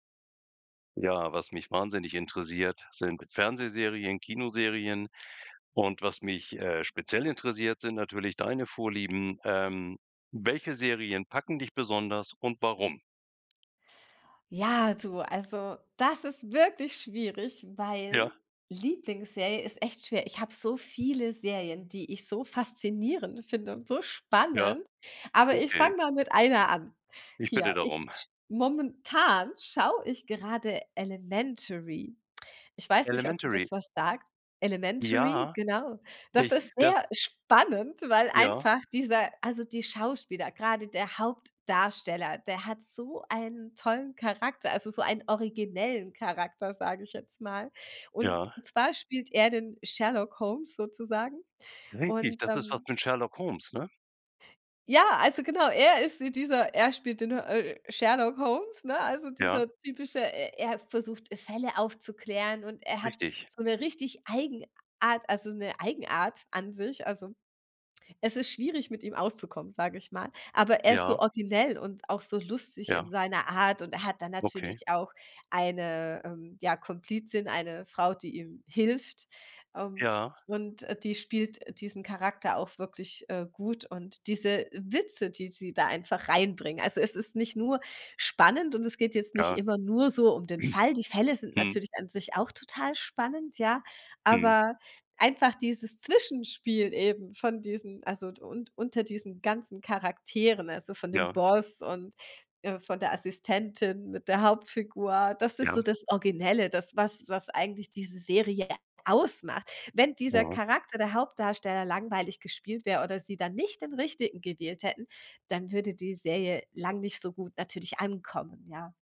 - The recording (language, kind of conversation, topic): German, podcast, Welche Serie empfiehlst du gerade und warum?
- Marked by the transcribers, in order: other background noise; joyful: "das ist wirklich schwierig"; stressed: "spannend"; joyful: "mal mit einer an"; joyful: "das ist sehr spannend, weil einfach"; stressed: "spannend"; throat clearing